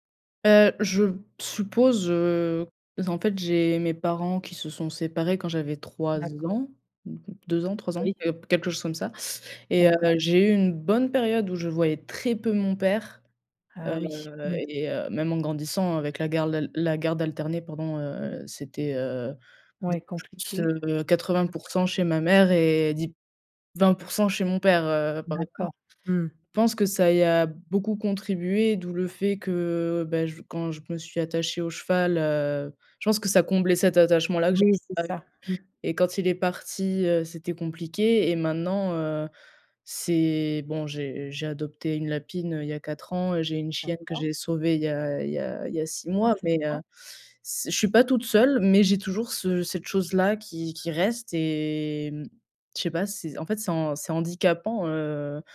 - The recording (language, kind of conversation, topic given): French, advice, Comment puis-je apprendre à accepter l’anxiété ou la tristesse sans chercher à les fuir ?
- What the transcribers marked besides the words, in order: other noise; unintelligible speech; unintelligible speech; unintelligible speech